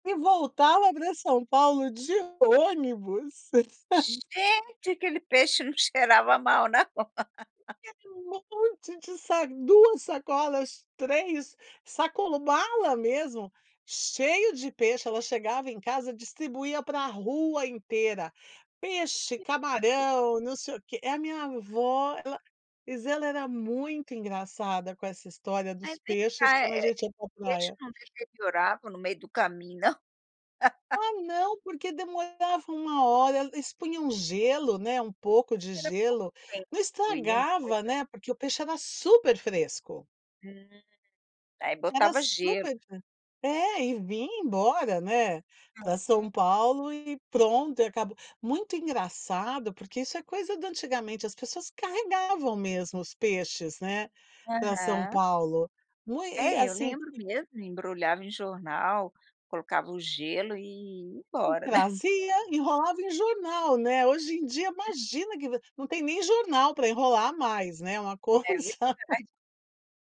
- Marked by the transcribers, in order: chuckle; laugh; unintelligible speech; other background noise; laugh; unintelligible speech; unintelligible speech; chuckle; tapping; chuckle
- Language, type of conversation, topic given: Portuguese, podcast, Qual comida da infância te dá mais saudade?